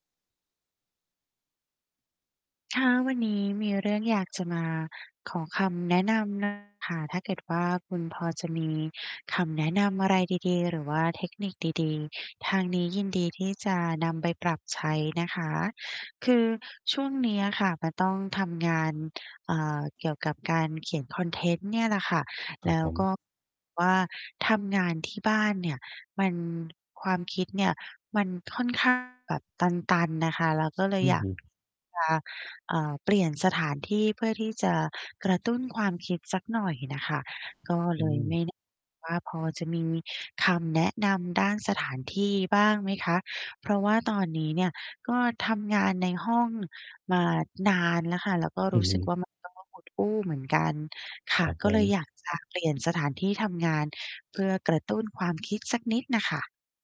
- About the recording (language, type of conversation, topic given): Thai, advice, ฉันควรเปลี่ยนบรรยากาศที่ทำงานอย่างไรเพื่อกระตุ้นความคิดและได้ไอเดียใหม่ๆ?
- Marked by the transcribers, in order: distorted speech; mechanical hum